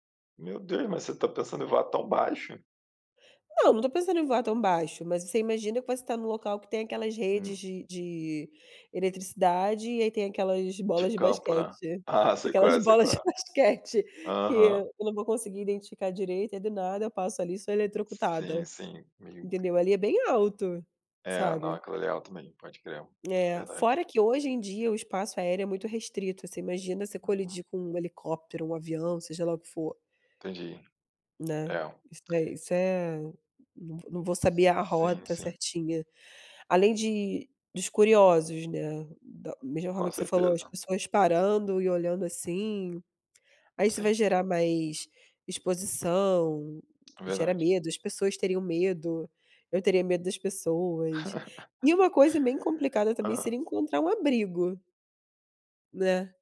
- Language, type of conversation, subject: Portuguese, unstructured, O que você faria primeiro se pudesse voar como um pássaro?
- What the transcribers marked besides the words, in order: chuckle; tapping; laughing while speaking: "de basquete"; laugh